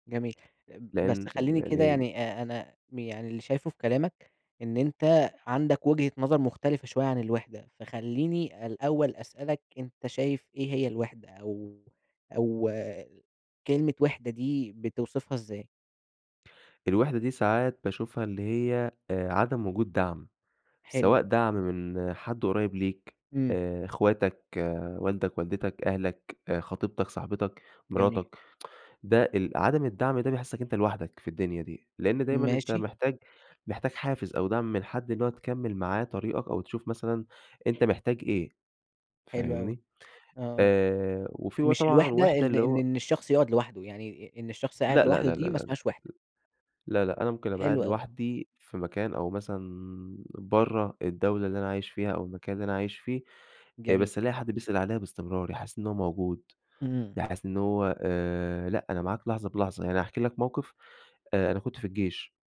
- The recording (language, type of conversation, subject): Arabic, podcast, بتعمل إيه لما بتحسّ بالوحدة؟
- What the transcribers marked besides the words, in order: tsk